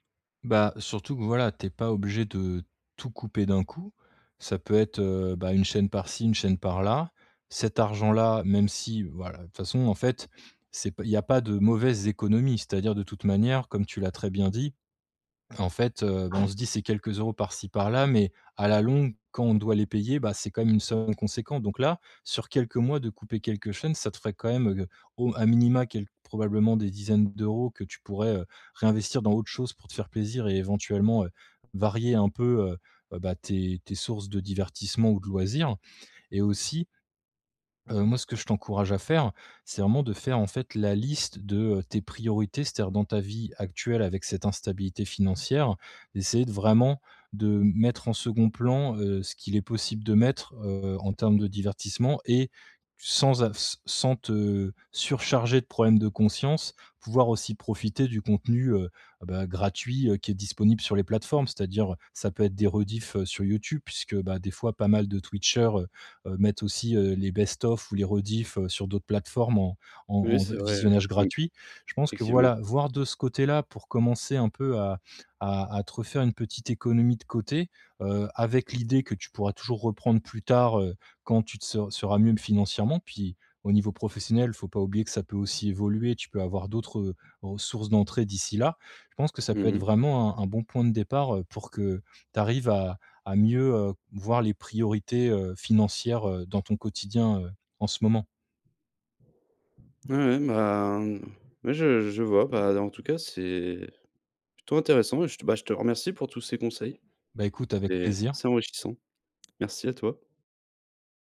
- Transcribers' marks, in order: other background noise; tapping
- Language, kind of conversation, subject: French, advice, Comment concilier qualité de vie et dépenses raisonnables au quotidien ?